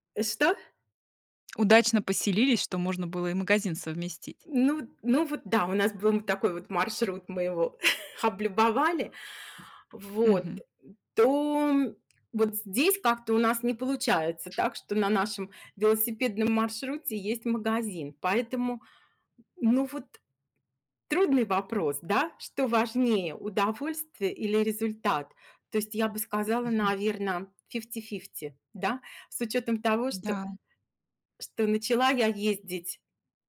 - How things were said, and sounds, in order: chuckle; tapping; other background noise; in English: "фифти-фифти"
- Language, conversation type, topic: Russian, podcast, Что для тебя важнее в хобби: удовольствие или результат?